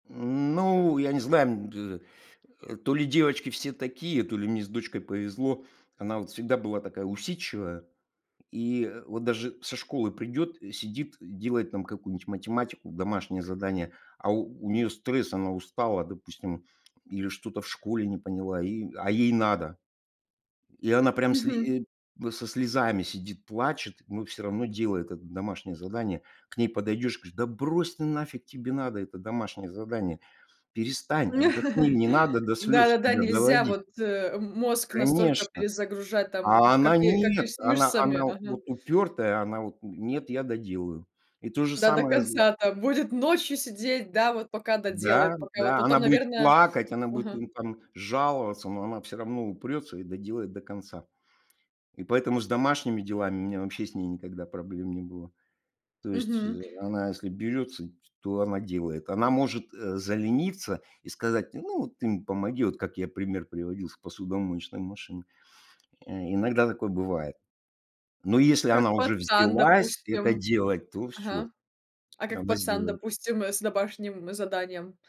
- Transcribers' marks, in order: "говорю" said as "грю"; laugh; other background noise; "мне" said as "мн"
- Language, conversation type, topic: Russian, podcast, Как вы распределяете домашние обязанности в семье?